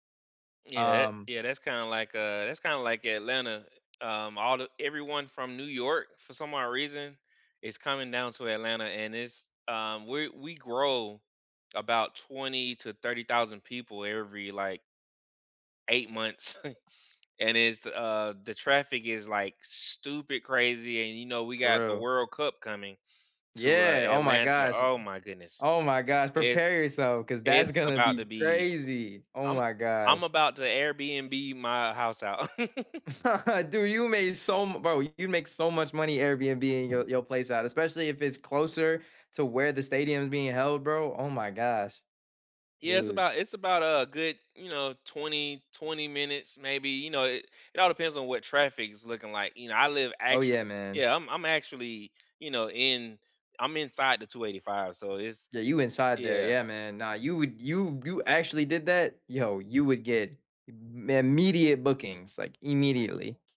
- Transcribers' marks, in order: chuckle; laugh; tapping; other background noise
- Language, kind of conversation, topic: English, unstructured, What drew you to your current city or neighborhood, and how has it become home?
- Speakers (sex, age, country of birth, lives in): male, 18-19, United States, United States; male, 40-44, United States, United States